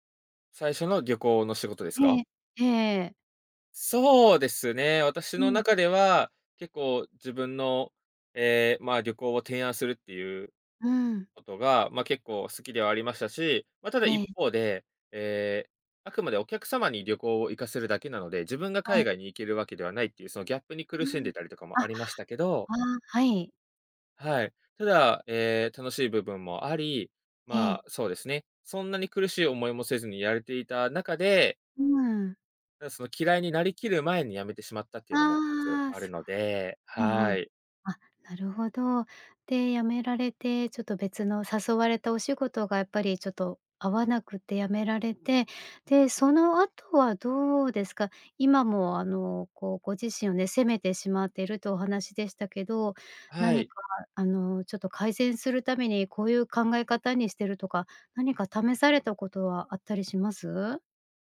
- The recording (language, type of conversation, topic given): Japanese, advice, 自分を責めてしまい前に進めないとき、どうすればよいですか？
- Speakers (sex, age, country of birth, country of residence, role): female, 50-54, Japan, Japan, advisor; male, 25-29, Japan, Japan, user
- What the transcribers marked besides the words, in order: none